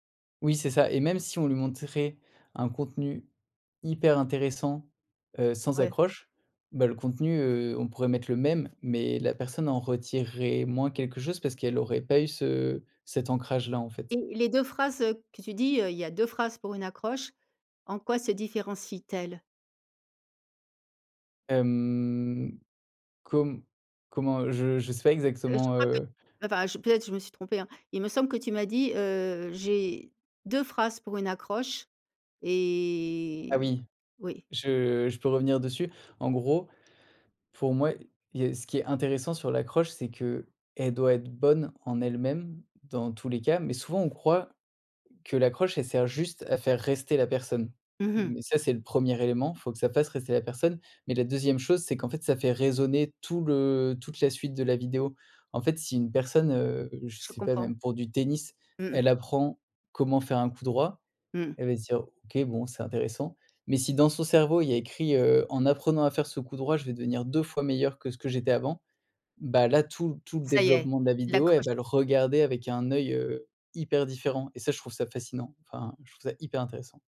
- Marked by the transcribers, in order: stressed: "hyper"; other background noise; drawn out: "Hem"; tapping; drawn out: "et"
- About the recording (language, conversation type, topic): French, podcast, Qu’est-ce qui, selon toi, fait un bon storytelling sur les réseaux sociaux ?